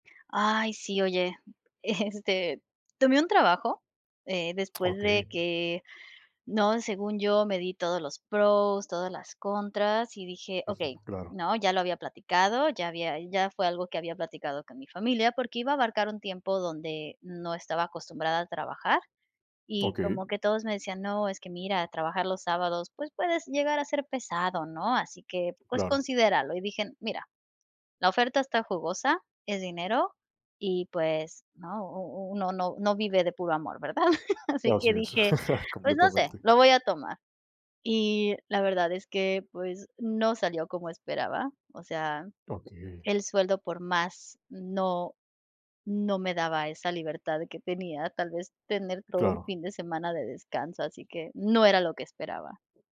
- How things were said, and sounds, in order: chuckle; other background noise; chuckle
- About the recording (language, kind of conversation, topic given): Spanish, podcast, ¿Puedes contarme sobre una decisión que no salió como esperabas?